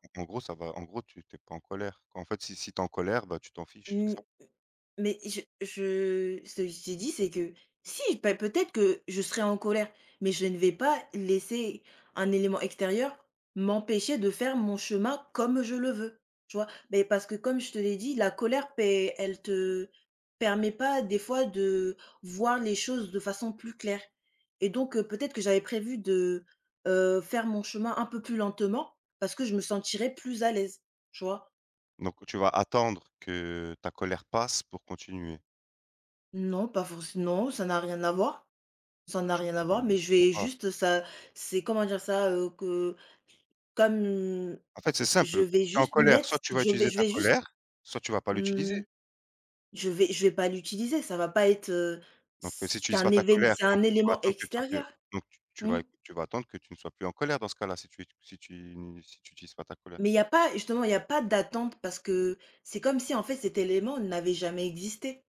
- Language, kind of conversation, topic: French, unstructured, Penses-tu que la colère peut aider à atteindre un but ?
- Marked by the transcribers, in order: stressed: "si"; tapping